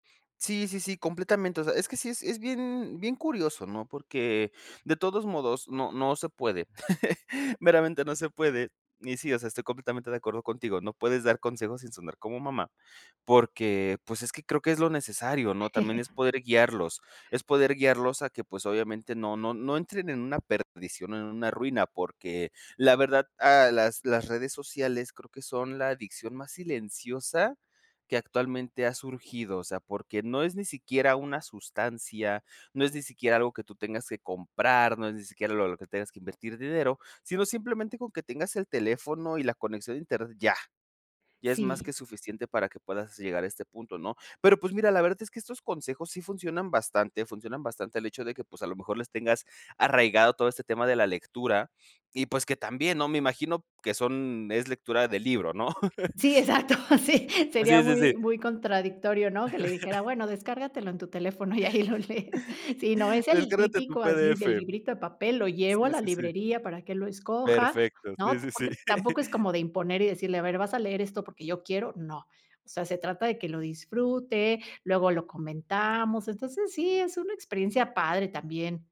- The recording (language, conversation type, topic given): Spanish, podcast, ¿Cómo controlas el tiempo que pasas frente a las pantallas?
- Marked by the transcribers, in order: chuckle; chuckle; laughing while speaking: "exacto, sí"; chuckle; chuckle; chuckle; laughing while speaking: "ahí lo lees"; chuckle